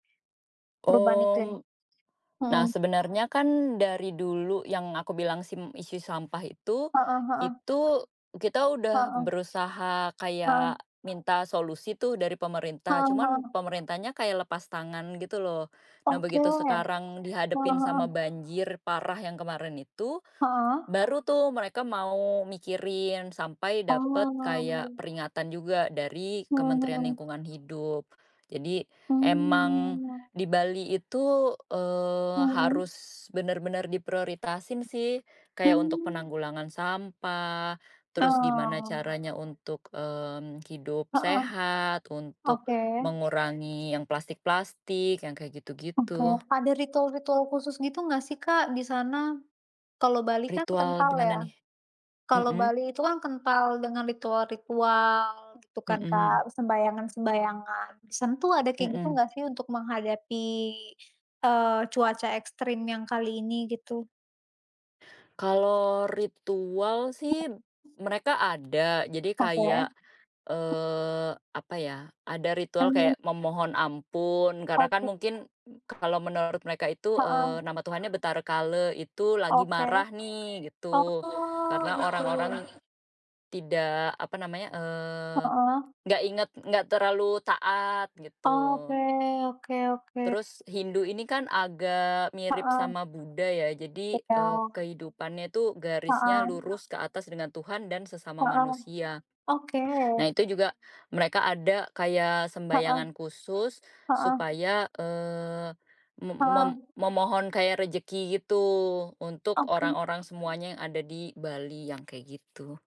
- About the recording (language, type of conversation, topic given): Indonesian, unstructured, Bagaimana menurutmu perubahan iklim memengaruhi kehidupan sehari-hari?
- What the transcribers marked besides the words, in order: other background noise; put-on voice: "issue"; tapping; background speech